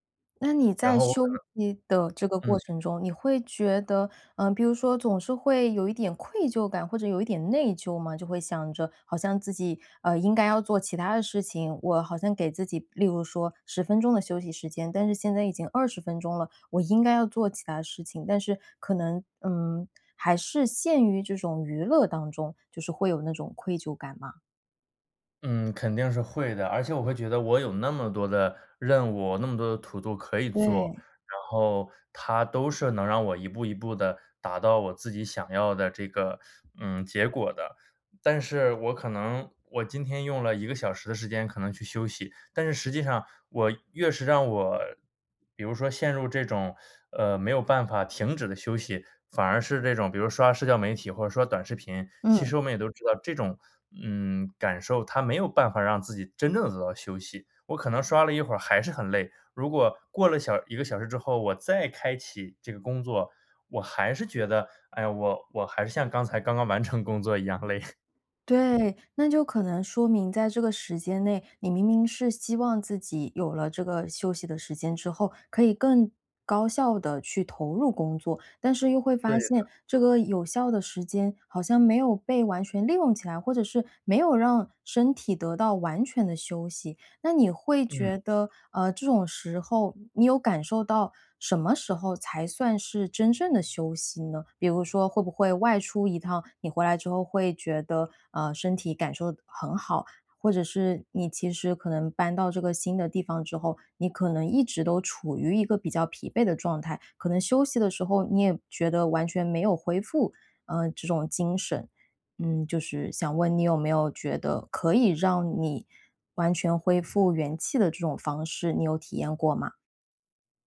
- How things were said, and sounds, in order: tapping; "休息" said as "休尼"; in English: "TO-DO"; teeth sucking; teeth sucking; laughing while speaking: "成"; chuckle
- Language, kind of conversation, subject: Chinese, advice, 休息时我总是放不下工作，怎么才能真正放松？